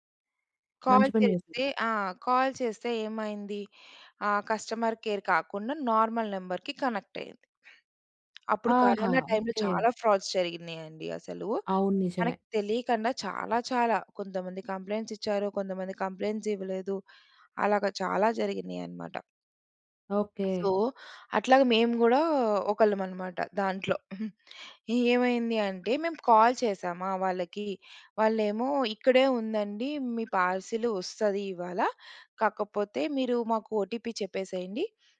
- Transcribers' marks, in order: in English: "కాల్"; in English: "కాల్"; in English: "కస్టమర్ కేర్"; in English: "నార్మల్ నంబర్‌కి కనెక్ట్"; other background noise; in English: "టైమ్‌లో"; in English: "ఫ్రాడ్స్"; in English: "కంప్లెయింట్స్"; in English: "కంప్లెయింట్స్"; in English: "సో"; chuckle; in English: "కాల్"; in English: "ఓటీపీ"
- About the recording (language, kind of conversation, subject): Telugu, podcast, ఆన్‌లైన్‌లో మీరు మీ వ్యక్తిగత సమాచారాన్ని ఎంతవరకు పంచుకుంటారు?